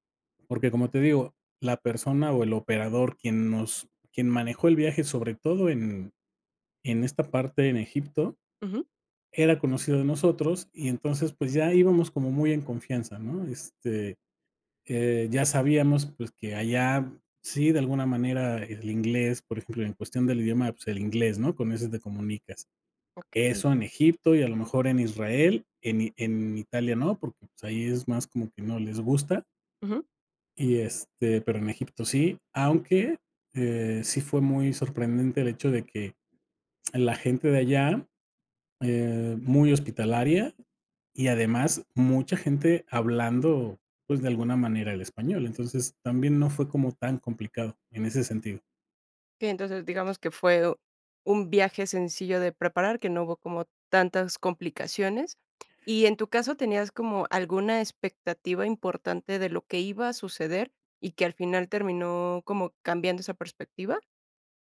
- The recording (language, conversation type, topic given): Spanish, podcast, ¿Qué viaje te cambió la vida y por qué?
- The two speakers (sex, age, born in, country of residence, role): female, 35-39, Mexico, Mexico, host; male, 50-54, Mexico, Mexico, guest
- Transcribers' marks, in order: none